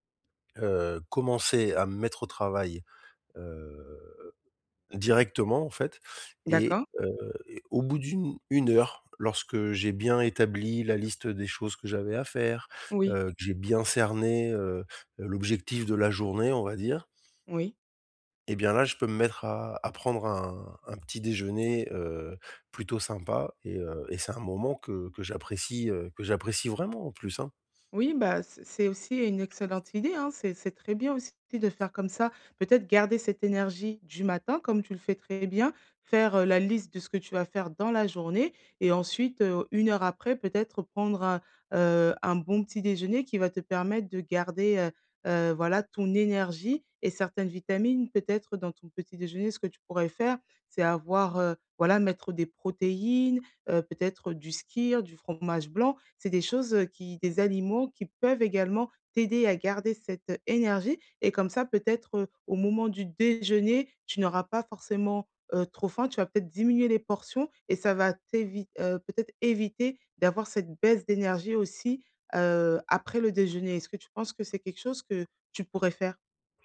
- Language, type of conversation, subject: French, advice, Comment garder mon énergie et ma motivation tout au long de la journée ?
- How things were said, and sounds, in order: tapping; other background noise